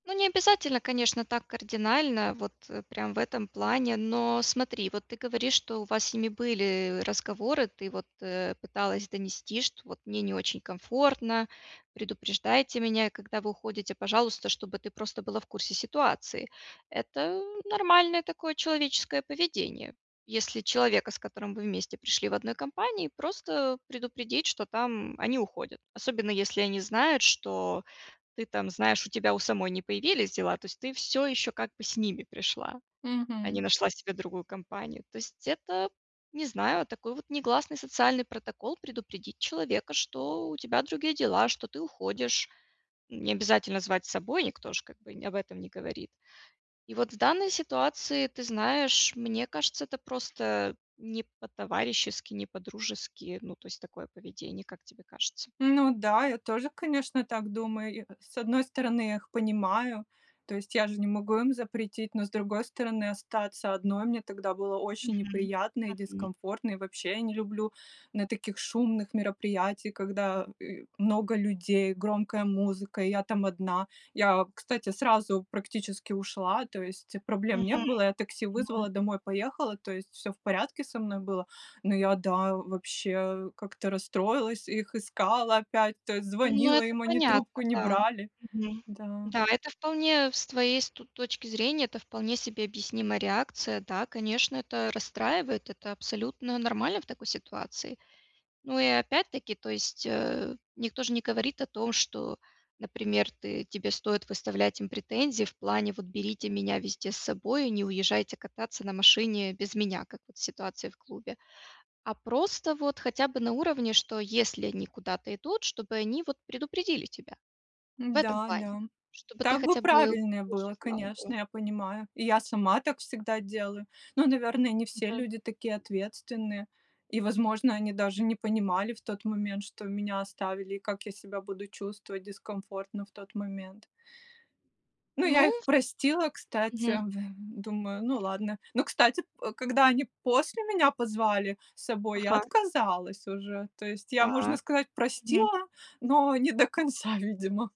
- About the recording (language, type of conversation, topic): Russian, advice, Как мне справляться с чувством неловкости на вечеринках?
- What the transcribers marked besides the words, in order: other background noise